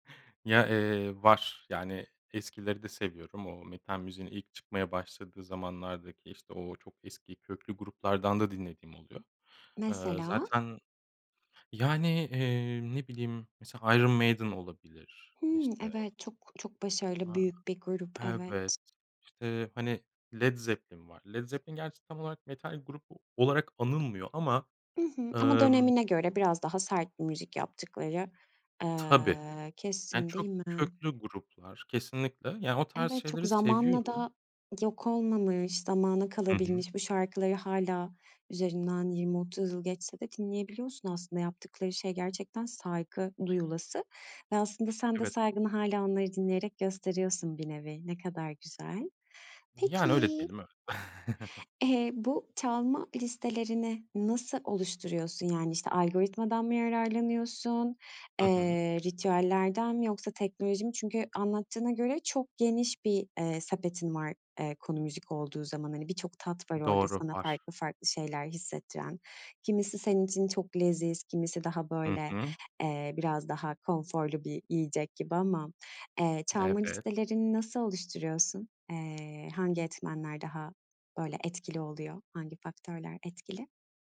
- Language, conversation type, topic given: Turkish, podcast, Müzik, akışa girmeyi nasıl etkiliyor?
- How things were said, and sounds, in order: stressed: "Tabii"; chuckle; tapping; other background noise